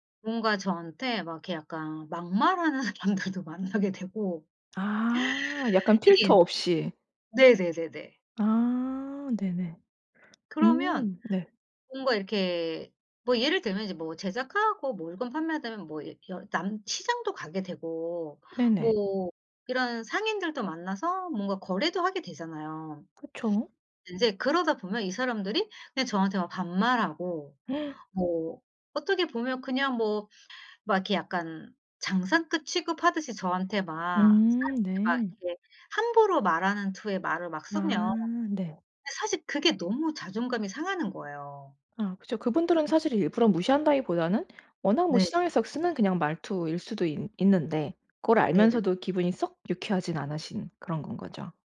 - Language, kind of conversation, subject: Korean, advice, 사회적 지위 변화로 낮아진 자존감을 회복하고 정체성을 다시 세우려면 어떻게 해야 하나요?
- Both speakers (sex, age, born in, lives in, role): female, 40-44, United States, Sweden, advisor; female, 45-49, South Korea, Portugal, user
- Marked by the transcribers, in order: laughing while speaking: "사람들도 만나게"; other background noise; tapping